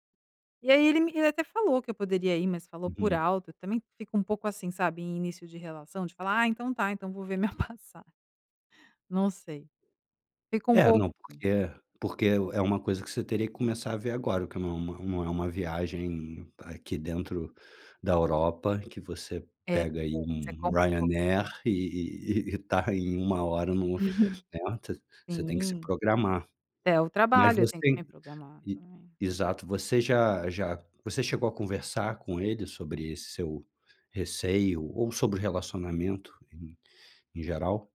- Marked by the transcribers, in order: other background noise; laughing while speaking: "passa"; unintelligible speech; chuckle
- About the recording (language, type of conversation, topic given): Portuguese, advice, Como lidar com um conflito no relacionamento causado por uma mudança?